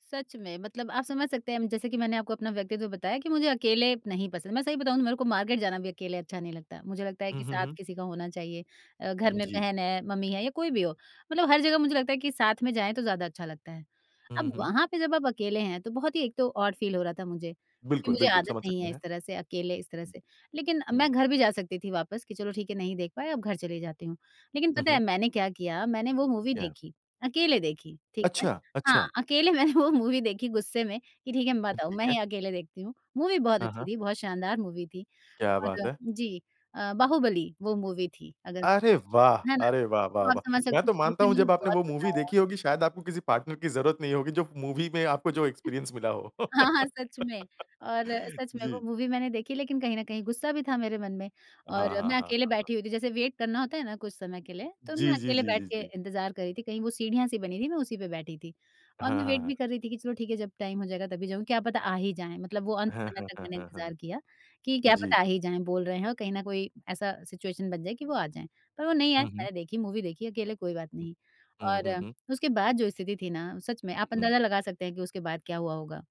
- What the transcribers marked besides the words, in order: in English: "मार्केट"; in English: "ऑड फील"; in English: "मूवी"; laughing while speaking: "मैंने वो मूवी"; in English: "मूवी"; in English: "मूवी"; in English: "मूवी"; in English: "मूवी"; in English: "मूवी"; in English: "पार्टनर"; other noise; laughing while speaking: "हाँ, हाँ"; in English: "मूवी"; in English: "मूवी"; in English: "एक्सपीरियंस"; laugh; in English: "वेट"; in English: "वेट"; in English: "टाइम"; in English: "सिचुएशन"; in English: "मूवी"
- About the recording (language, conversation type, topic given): Hindi, podcast, क्या आपको अकेले यात्रा के दौरान अचानक किसी की मदद मिलने का कोई अनुभव है?